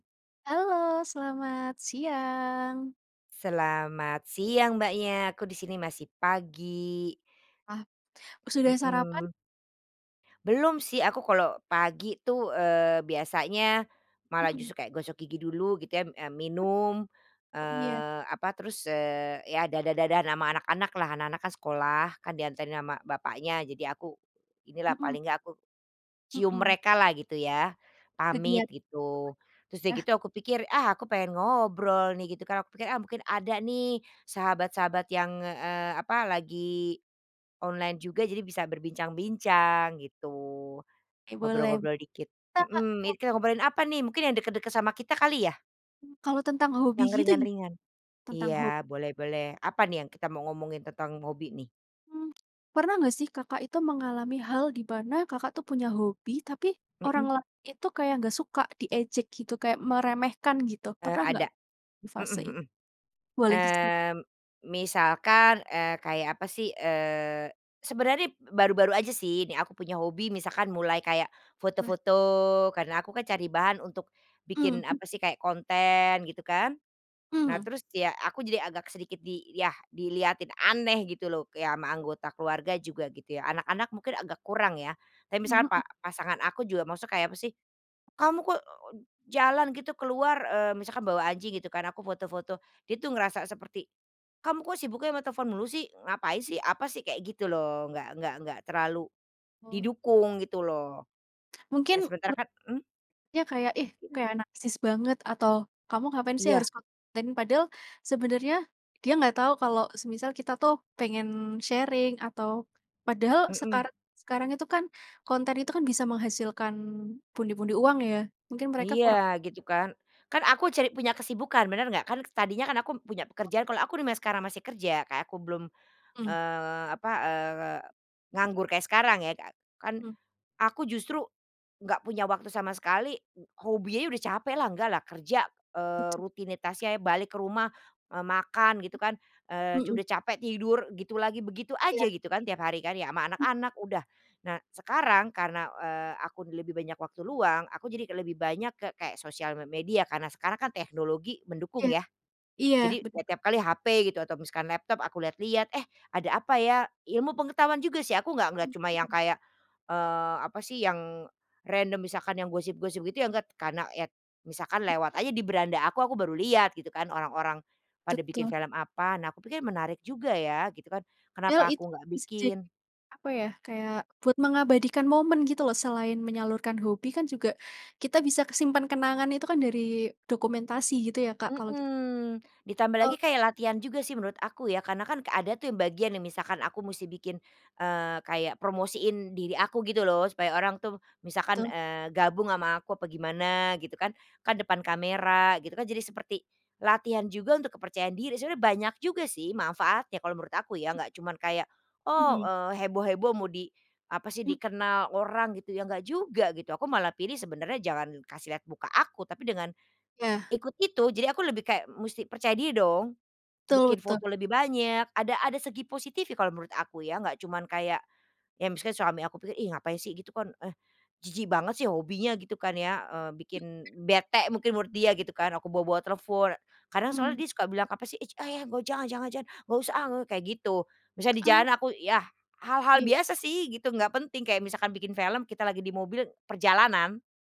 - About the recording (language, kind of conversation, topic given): Indonesian, unstructured, Bagaimana perasaanmu kalau ada yang mengejek hobimu?
- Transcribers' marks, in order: other noise; other background noise; tapping; "kayak" said as "kya"; in English: "sharing"; in English: "remind"; "misalkan" said as "miskan"; music; in Dutch: "Ich! Ach ja joh"